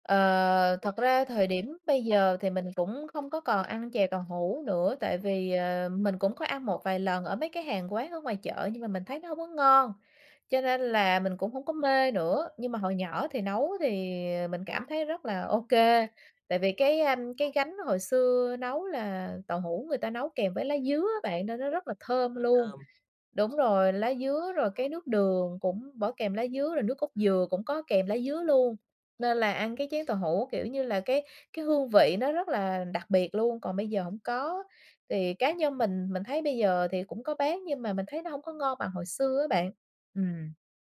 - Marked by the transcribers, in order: other background noise; tapping
- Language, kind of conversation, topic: Vietnamese, podcast, Món ăn nào gợi nhớ tuổi thơ của bạn nhất?